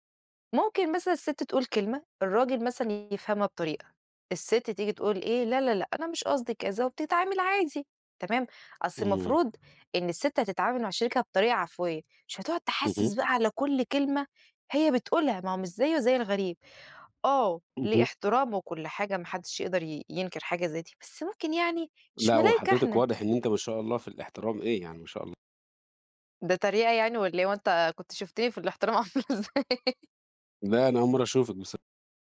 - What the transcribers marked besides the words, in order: tapping; laughing while speaking: "عاملة إزاي"
- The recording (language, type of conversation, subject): Arabic, unstructured, إزاي بتتعامل مع مشاعر الغضب بعد خناقة مع شريكك؟